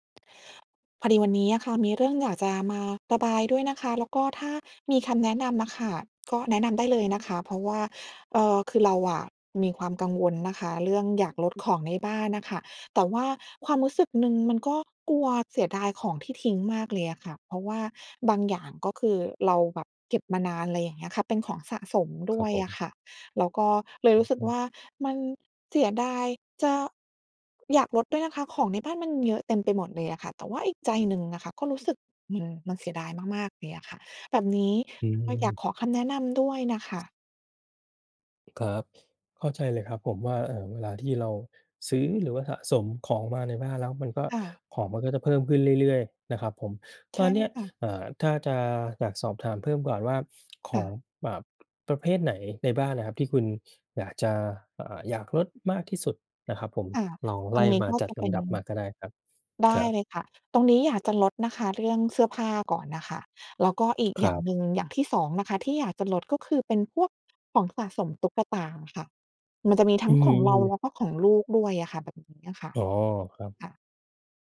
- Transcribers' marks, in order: other background noise; tapping
- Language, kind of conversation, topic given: Thai, advice, อยากจัดบ้านให้ของน้อยลงแต่กลัวเสียดายเวลาต้องทิ้งของ ควรทำอย่างไร?